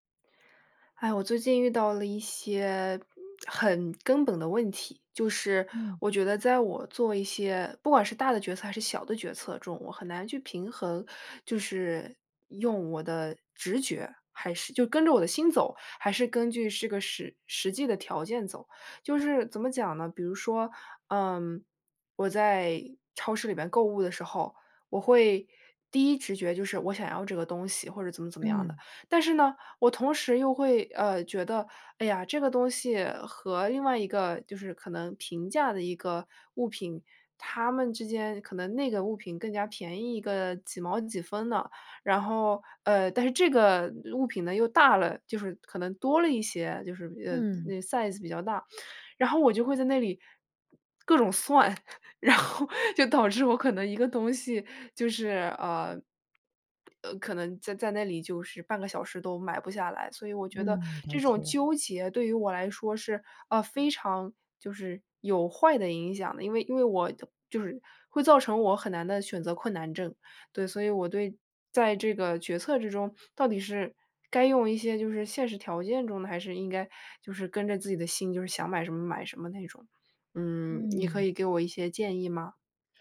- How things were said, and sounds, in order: "这个" said as "是个"; in English: "size"; laughing while speaking: "然后"
- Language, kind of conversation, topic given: Chinese, advice, 我该如何在重要决策中平衡理性与直觉？